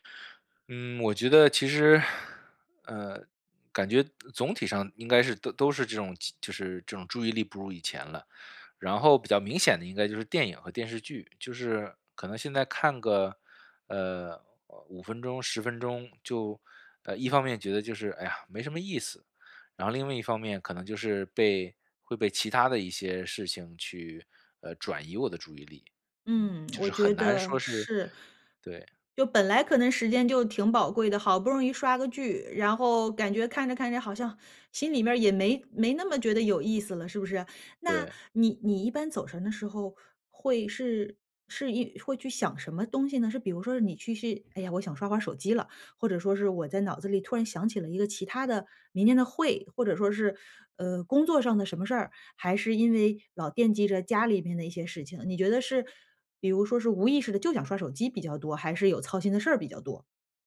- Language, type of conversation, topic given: Chinese, advice, 看电影或听音乐时总是走神怎么办？
- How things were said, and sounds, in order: none